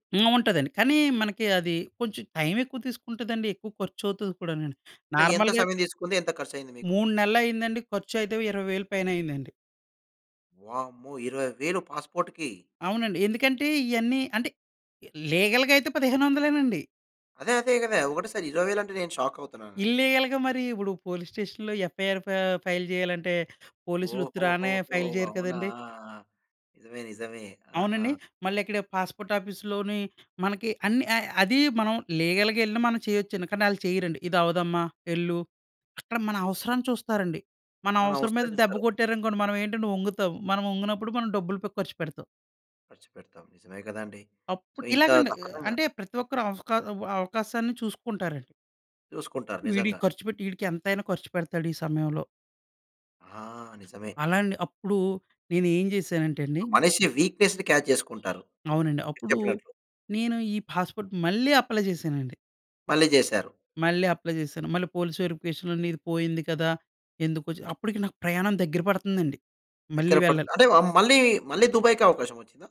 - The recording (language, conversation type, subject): Telugu, podcast, పాస్‌పోర్టు లేదా ఫోన్ కోల్పోవడం వల్ల మీ ప్రయాణం ఎలా మారింది?
- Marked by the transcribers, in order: in English: "నార్మల్‌గా"; in English: "పాస్‌పోర్ట్‌కి"; other noise; in English: "లీగల్‌గా"; in English: "షాక్"; in English: "ఇల్లిగల్‌గా"; in English: "పోలీస్ స్టేషన్‌లో యఫ్ఐఆర్ ఫై ఫైల్"; in English: "ఫైల్"; in English: "పాస్‌పోర్ట్ ఆఫీస్‌లోని"; in English: "లీగల్‌గా"; in English: "సో"; tapping; in English: "వీక్‌నెస్‌ని క్యాచ్"; horn; in English: "పాస్‌పోర్ట్"; in English: "అప్లై"; in English: "అప్లై"; in English: "పోలీస్ వెరిఫికేషన్‌లో"